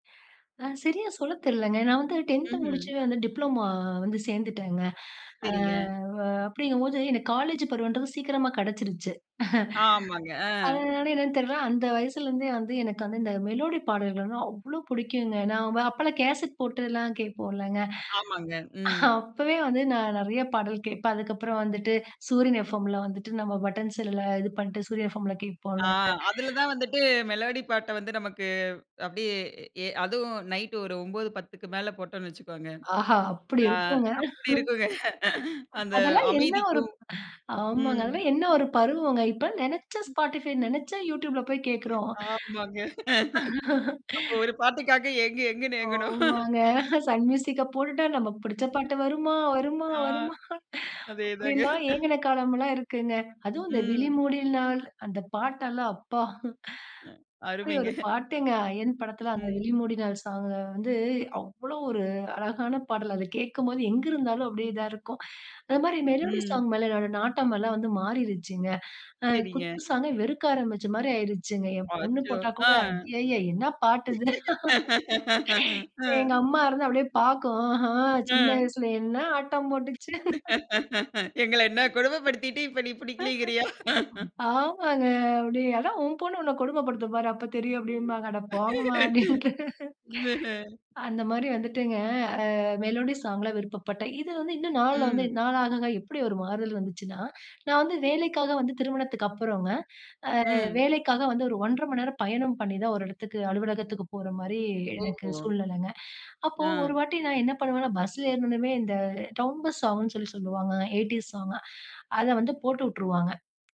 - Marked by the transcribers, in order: in English: "டிப்ளோமோ"; chuckle; joyful: "இந்த மெலோடி பாடல்கள்னா அவ்ளோ பிடிக்குங்க"; in English: "மெலோடி"; chuckle; in English: "மெலோடி"; chuckle; tapping; laugh; in English: "ஸ்பாட்டிஃபை"; laugh; laughing while speaking: "ஆமாங்க"; anticipating: "சன் மியூசிக்க போட்டுட்டா, நமக்கு பிடிச்ச பாட்டு வருமா? வருமா? வருமா?"; in English: "சன் மியூசிக்க"; laugh; chuckle; in English: "மெலோடி சாங்"; laugh; laugh; laughing while speaking: "எங்கள என்ன கொடுமை படுத்திட்டு இப்ப நீ புடிக்கிலீங்கிரியா?"; laugh; laugh; laugh; laughing while speaking: "அப்டின்ட்டு"; in English: "மெலோடி சாங்ல"; in English: "எய்டீஸ் சாங்க"
- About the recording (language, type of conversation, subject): Tamil, podcast, உங்கள் இசைச் சுவை காலப்போக்கில் எப்படி மாறியது?